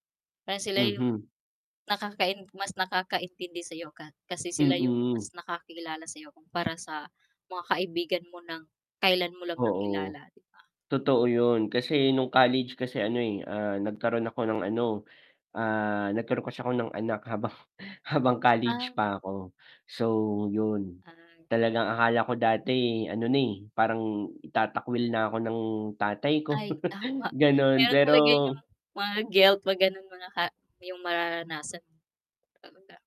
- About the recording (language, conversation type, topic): Filipino, unstructured, Ano ang pinakamahalagang aral na natutunan mo mula sa iyong mga magulang?
- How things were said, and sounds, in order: wind; distorted speech; tapping; other background noise; static; scoff; chuckle